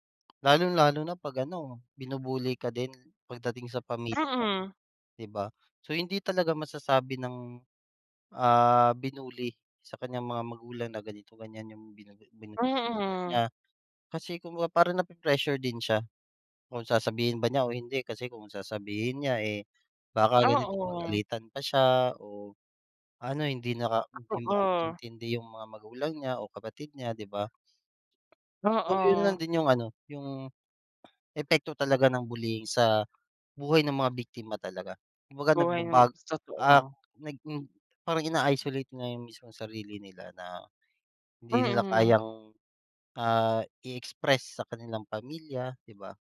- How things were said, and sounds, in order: unintelligible speech; unintelligible speech
- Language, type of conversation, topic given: Filipino, unstructured, Ano ang masasabi mo tungkol sa problema ng pambu-bully sa mga paaralan?